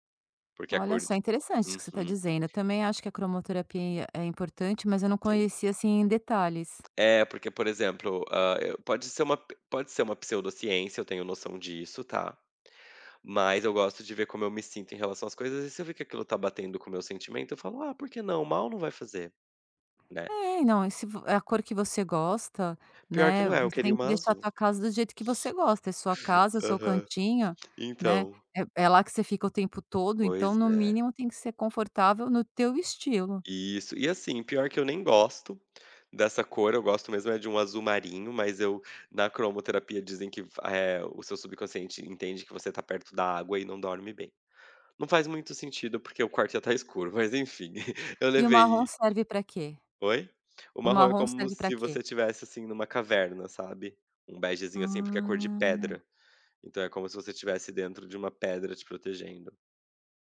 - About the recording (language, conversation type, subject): Portuguese, podcast, Como você organiza seu espaço em casa para ser mais produtivo?
- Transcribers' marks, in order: other background noise; chuckle; drawn out: "Ah"